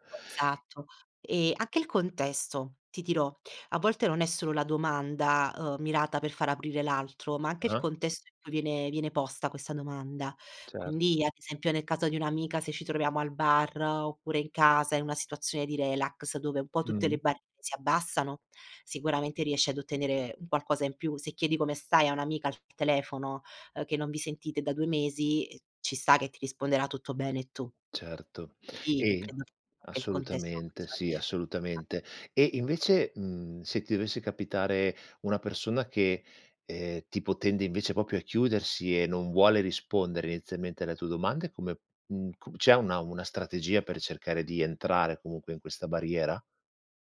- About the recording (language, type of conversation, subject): Italian, podcast, Come fai a porre domande che aiutino gli altri ad aprirsi?
- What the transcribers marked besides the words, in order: unintelligible speech; other background noise; "proprio" said as "popio"